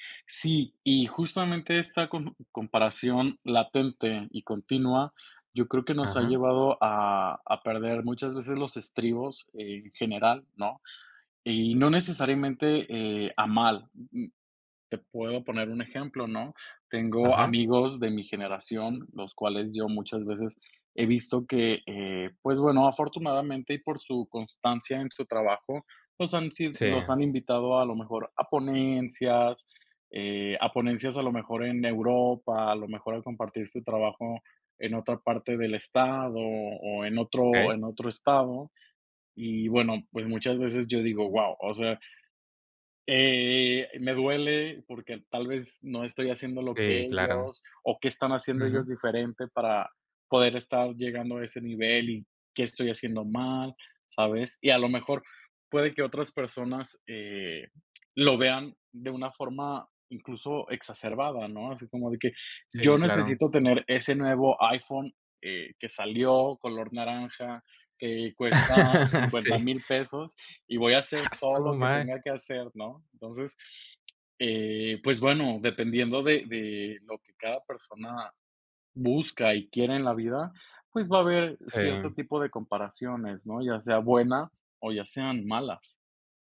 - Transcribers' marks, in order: other noise; other background noise; tapping; laugh; "madre" said as "mae"
- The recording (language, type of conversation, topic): Spanish, podcast, ¿Qué te gusta y qué no te gusta de las redes sociales?